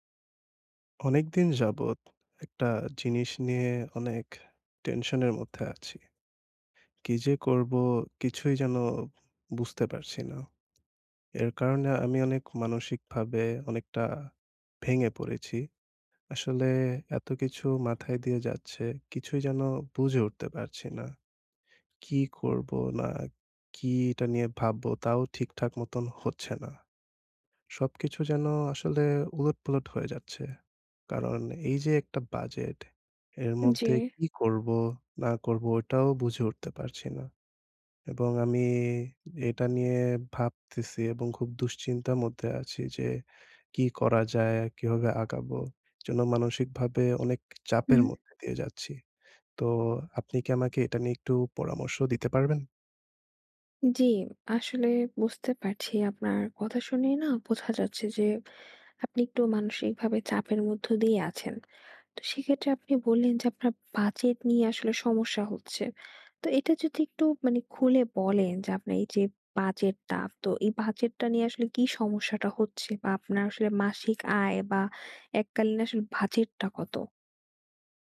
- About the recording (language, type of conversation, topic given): Bengali, advice, বাজেটের মধ্যে কীভাবে স্টাইল গড়ে তুলতে পারি?
- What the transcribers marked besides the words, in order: "আপনার" said as "আপনা"; "বাজেটটা" said as "ভাজেটটা"